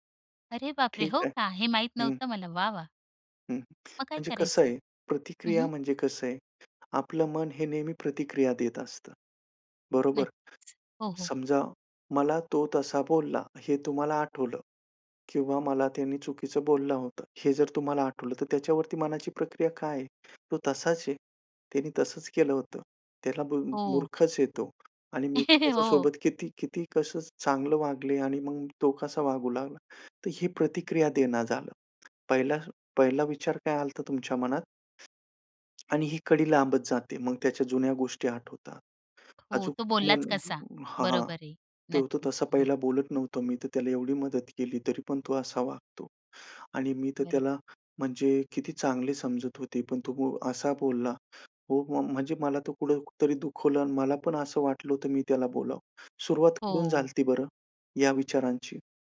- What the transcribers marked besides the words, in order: other noise; other background noise; chuckle; tapping
- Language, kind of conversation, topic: Marathi, podcast, ध्यानात सातत्य राखण्याचे उपाय कोणते?